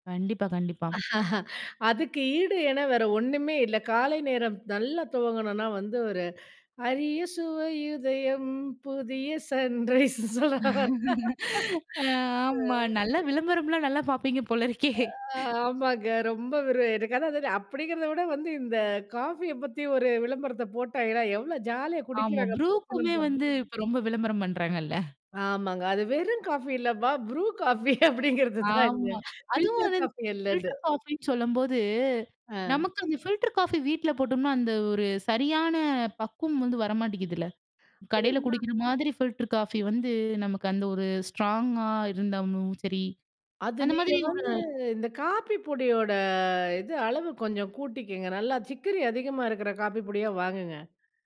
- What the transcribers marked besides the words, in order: laugh; laughing while speaking: "அரிய சுவையுதயம் புதிய சன்ரைஸ்னு"; singing: "அரிய சுவையுதயம் புதிய சன்ரைஸ்னு"; laugh; laughing while speaking: "பார்ப்பீங்க போல இருக்கே"; laughing while speaking: "அப்படிங்கறது தான் அங்க"; in English: "ஸ்ட்ராங்கா"
- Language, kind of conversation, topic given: Tamil, podcast, உணவின் வாசனைகள் உங்களுக்கு எந்தெந்த நினைவுகளை மீண்டும் நினைவூட்டுகின்றன?